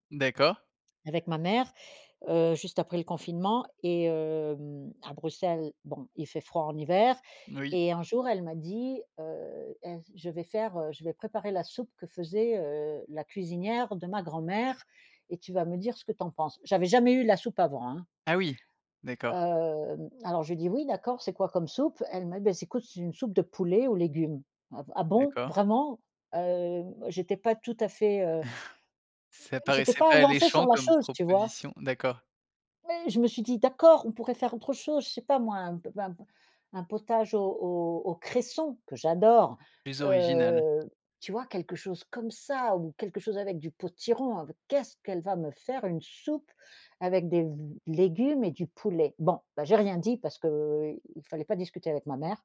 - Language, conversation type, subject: French, podcast, Quelle est ta soupe préférée pour te réconforter ?
- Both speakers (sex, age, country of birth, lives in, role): female, 50-54, France, Mexico, guest; male, 30-34, France, France, host
- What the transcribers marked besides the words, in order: drawn out: "Hem"; chuckle; stressed: "cresson"; drawn out: "heu"; other background noise